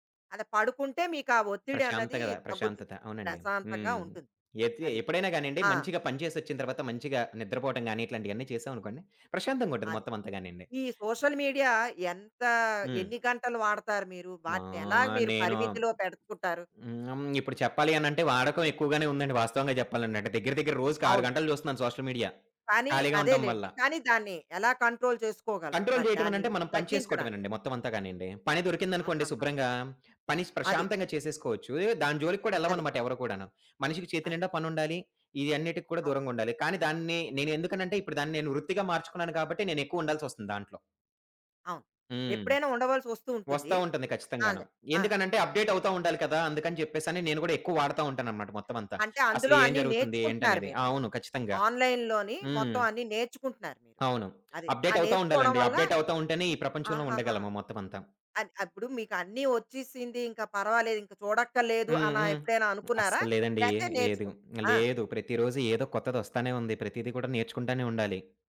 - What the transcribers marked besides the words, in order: "ప్రశాంతగద" said as "ప్రశాంతంగ"; in English: "సోషల్ మీడియా"; other background noise; "పెడుకుంటారు" said as "పెడతుంటారు"; in English: "సోషల్ మీడియా"; in English: "కంట్రోల్"; in English: "కంట్రోల్"; tapping; in English: "అప్‌డేట్"; in English: "ఆన్‌లైన్"; in English: "అప్‌డేట్"; in English: "అప్‌డేట్"; lip smack; "ఏదు" said as "లేదు"
- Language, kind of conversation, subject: Telugu, podcast, సోషల్ మీడియా మీ క్రియేటివిటీని ఎలా మార్చింది?